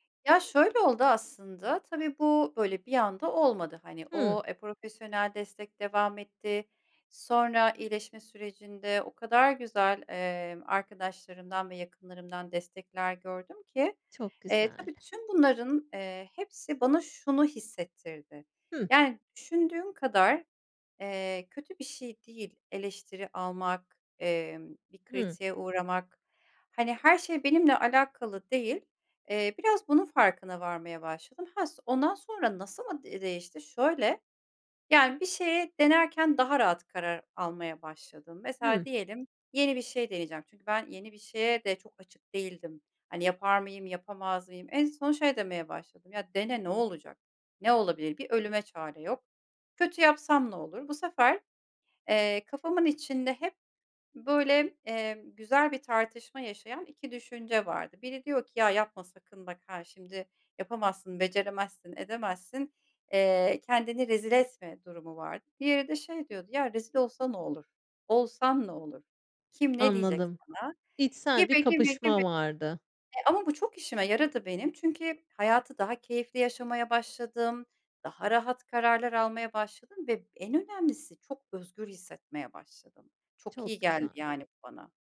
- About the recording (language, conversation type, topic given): Turkish, podcast, Kendine güvenini nasıl geri kazandın, anlatır mısın?
- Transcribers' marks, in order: tapping